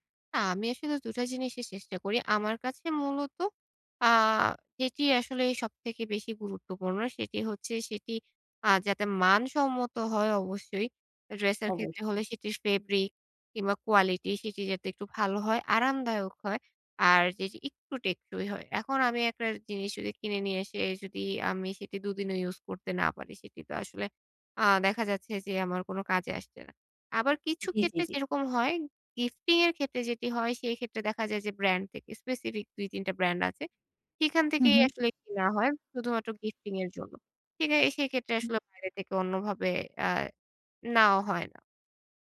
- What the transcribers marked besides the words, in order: "একটু" said as "ইক্টু"; in English: "গিফটিং"; in English: "গিফটিং"
- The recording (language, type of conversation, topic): Bengali, advice, বাজেট সীমায় মানসম্মত কেনাকাটা